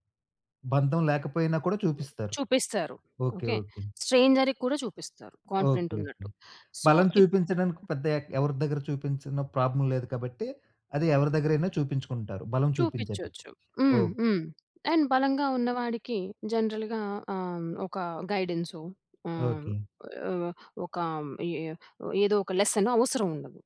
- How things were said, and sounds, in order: in English: "స్ట్రేంజర్‌కి"; in English: "సో"; other background noise; in English: "ప్రాబ్లమ్"; in English: "అండ్"; in English: "జనరల్‌గా"
- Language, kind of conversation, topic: Telugu, podcast, ఎవరి బాధను నిజంగా అర్థం చేసుకున్నట్టు చూపించాలంటే మీరు ఏ మాటలు అంటారు లేదా ఏం చేస్తారు?